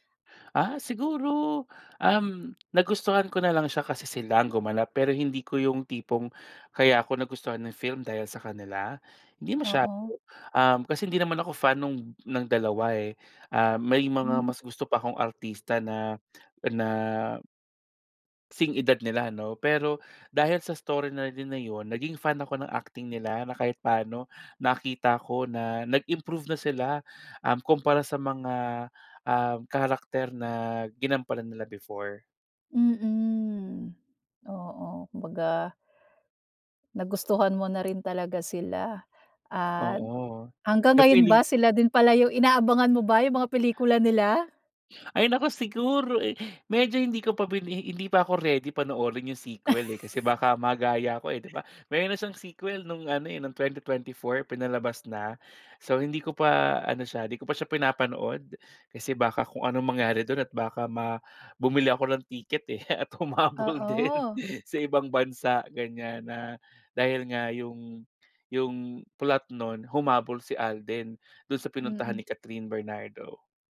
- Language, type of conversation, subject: Filipino, podcast, Ano ang paborito mong pelikula, at bakit ito tumatak sa’yo?
- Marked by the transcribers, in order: gasp; other background noise; breath; gasp; chuckle; hiccup; breath; joyful: "bumili ako ng ticket eh"; chuckle; laughing while speaking: "at humabol din sa"